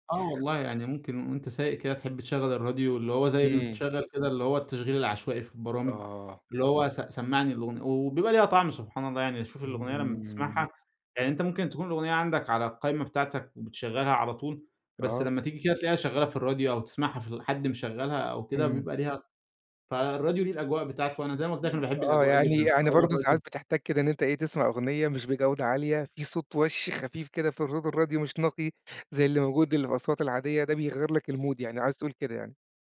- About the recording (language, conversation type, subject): Arabic, podcast, إزاي تنصح حد يوسّع ذوقه في المزيكا؟
- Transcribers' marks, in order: in English: "المود"